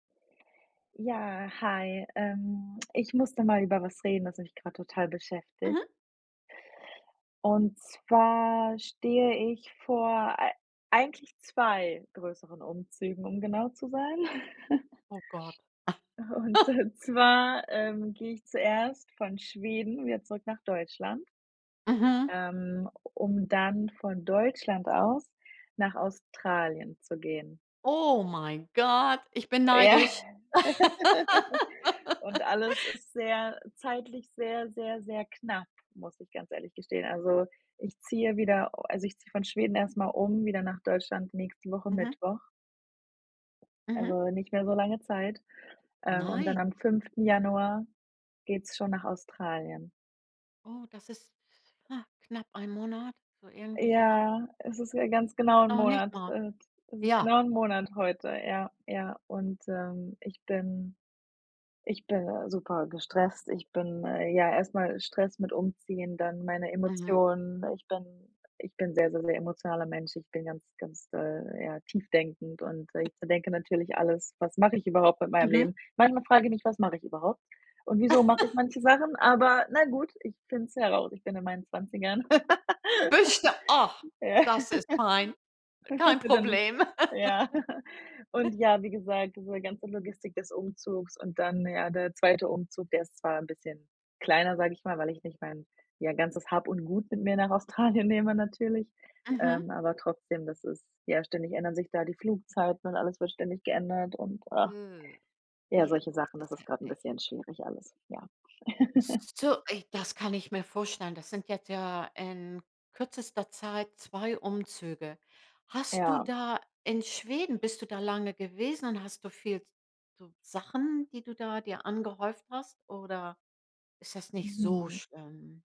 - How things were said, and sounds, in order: giggle; other background noise; surprised: "Oh mein Gott"; laughing while speaking: "Ja"; laugh; laugh; giggle; unintelligible speech; laugh; laugh; laughing while speaking: "Australien"; drawn out: "Mhm"; groan; laugh; stressed: "so"
- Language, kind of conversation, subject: German, advice, Wie erlebst du deinen Stress und deine Überforderung vor dem Umzug?